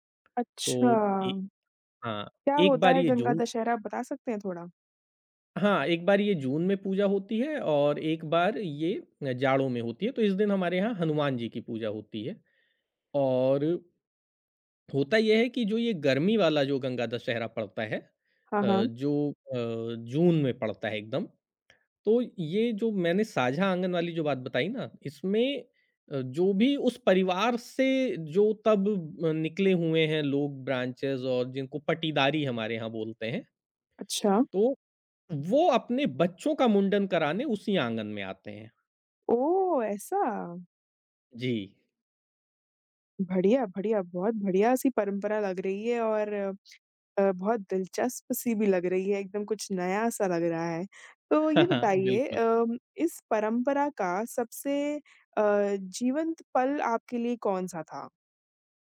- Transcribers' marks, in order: tapping; in English: "ब्रांचेज़"; chuckle
- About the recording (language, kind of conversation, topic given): Hindi, podcast, आपके परिवार की सबसे यादगार परंपरा कौन-सी है?